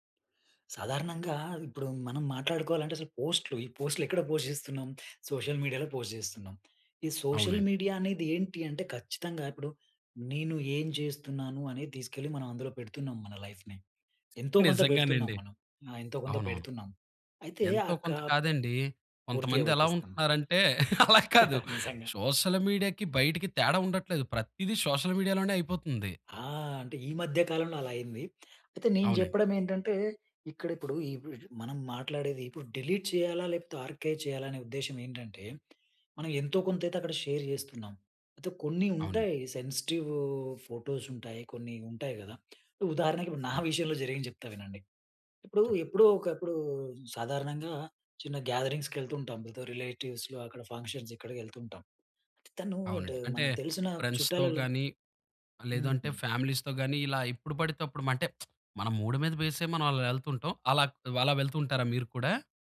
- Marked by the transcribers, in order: in English: "పోస్ట్"; in English: "సోషల్ మీడియాల పోస్ట్"; in English: "సోషల్ మీడియా"; chuckle; in English: "సోషల్ మీడియాకి"; chuckle; in English: "సోషల్ మీడియా"; other background noise; in English: "డిలీట్"; in English: "ఆర్కైవ్"; tapping; in English: "షేర్"; in English: "ఫోటోస్"; tongue click; in English: "గ్యాదరింగ్స్"; in English: "రిలేటివ్స్‌లో"; in English: "ఫంక్షన్స్"; in English: "ఫ్రెండ్స్‌తో"; in English: "ఫ్యామిలీస్‌తో"; lip smack; in English: "మూడ్"; in English: "బేస్"
- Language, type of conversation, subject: Telugu, podcast, పాత పోస్టులను తొలగించాలా లేదా దాచివేయాలా అనే విషయంలో మీ అభిప్రాయం ఏమిటి?